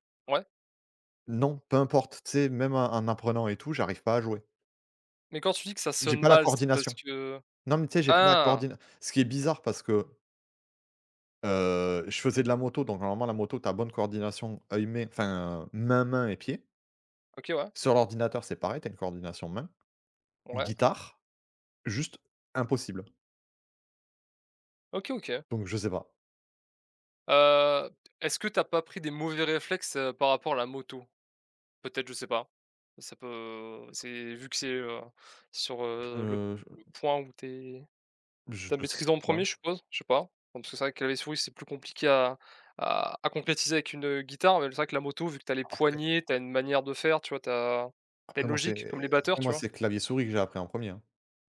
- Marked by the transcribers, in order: unintelligible speech; stressed: "poignées"
- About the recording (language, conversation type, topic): French, unstructured, Comment la musique influence-t-elle ton humeur au quotidien ?